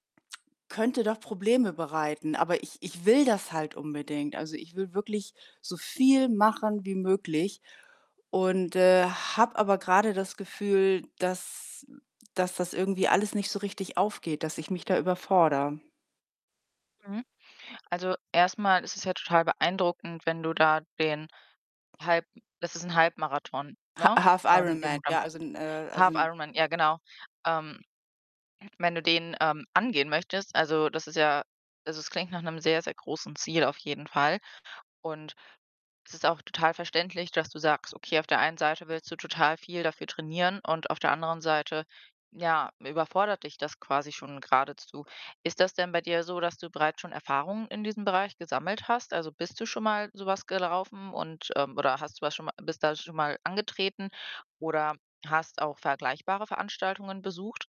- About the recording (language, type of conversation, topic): German, advice, Wie fühlt es sich für dich an, wenn du zu sehr aufs Training fixiert bist und dabei die Balance verlierst?
- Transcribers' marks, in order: static; other background noise